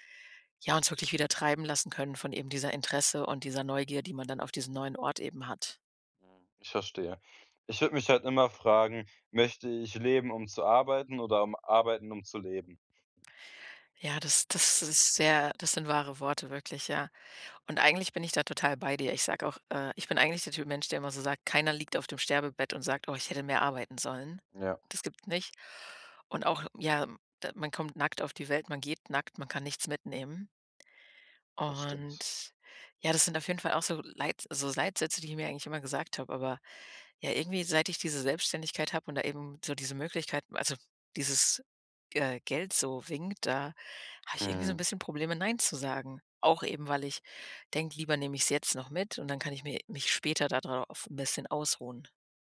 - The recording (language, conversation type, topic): German, advice, Wie plane ich eine Reise stressfrei und ohne Zeitdruck?
- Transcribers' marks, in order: none